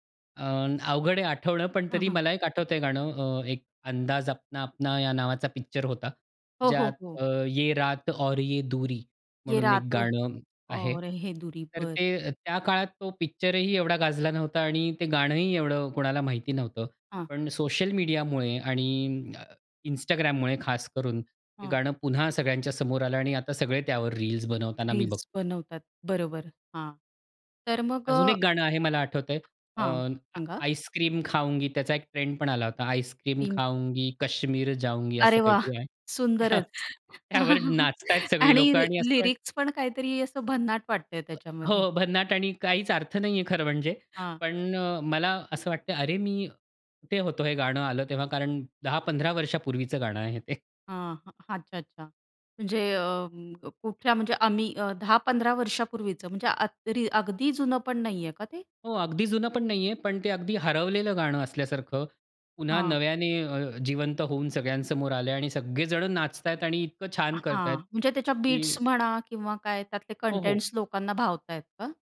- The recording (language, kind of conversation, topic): Marathi, podcast, काही जुनी गाणी पुन्हा लोकप्रिय का होतात, असं तुम्हाला का वाटतं?
- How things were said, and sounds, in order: other background noise; unintelligible speech; chuckle